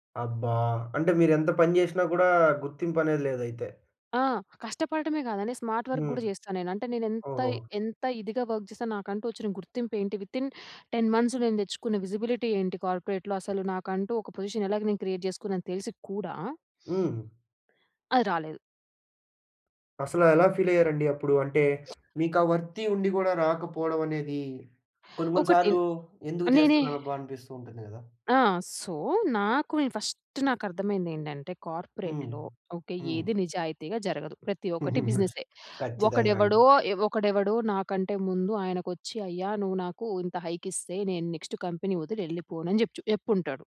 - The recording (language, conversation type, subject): Telugu, podcast, ఉద్యోగంలో మీ అవసరాలను మేనేజర్‌కు మర్యాదగా, స్పష్టంగా ఎలా తెలియజేస్తారు?
- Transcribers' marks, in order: in English: "స్మార్ట్ వర్క్"; in English: "వర్క్"; in English: "వితిన్ టెన్ మంత్స్"; in English: "విజిబిలిటీ"; in English: "కార్పొరేట్‌లో"; in English: "పొజిషన్"; in English: "క్రియేట్"; in English: "ఫీల్"; other background noise; in English: "వర్తి"; in English: "సో"; in English: "ఫస్ట్"; in English: "కార్పొరేట్‌లో"; chuckle; in English: "హైక్"; in English: "నెక్స్ట్, కంపెనీ"; "చెప్పుంటాడు" said as "ఎప్పుంటాడు"